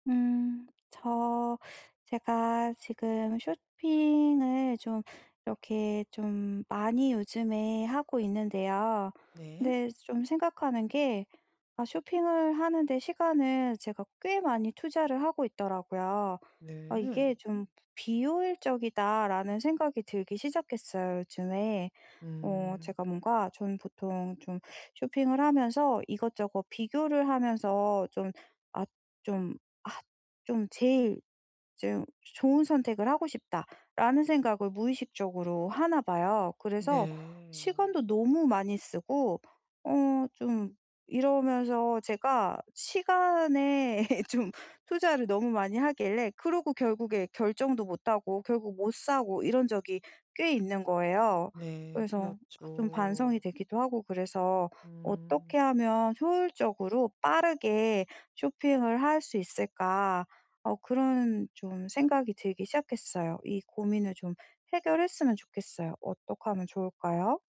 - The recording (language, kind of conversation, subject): Korean, advice, 쇼핑 스트레스를 줄이면서 효율적으로 물건을 사려면 어떻게 해야 하나요?
- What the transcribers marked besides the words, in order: laugh; laughing while speaking: "좀"